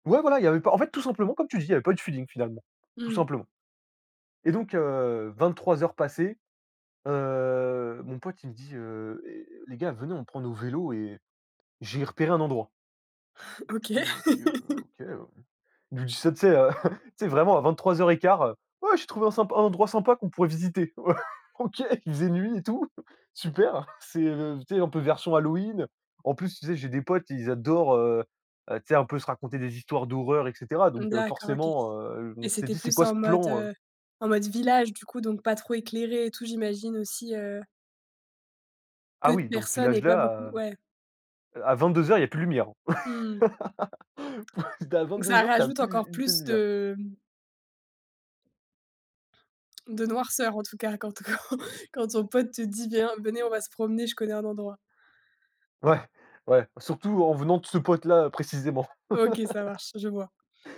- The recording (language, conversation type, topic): French, podcast, Peux-tu me raconter une aventure improvisée entre amis ?
- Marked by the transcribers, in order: laugh; tapping; chuckle; laughing while speaking: "Ouais, OK, il faisait nuit et tout"; chuckle; laugh; laughing while speaking: "Pou si tu es à … une seule lumière"; chuckle; laugh